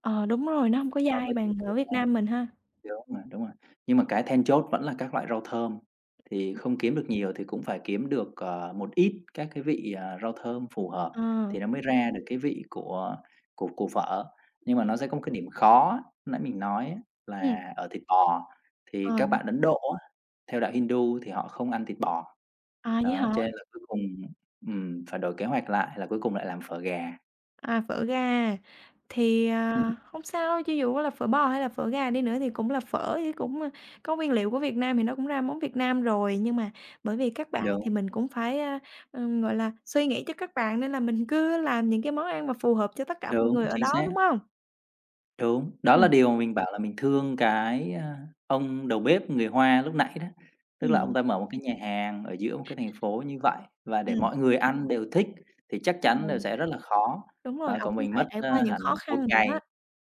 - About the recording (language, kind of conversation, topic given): Vietnamese, podcast, Bạn có thể kể về một kỷ niệm ẩm thực đáng nhớ của bạn không?
- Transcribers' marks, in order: other background noise; tapping; unintelligible speech; unintelligible speech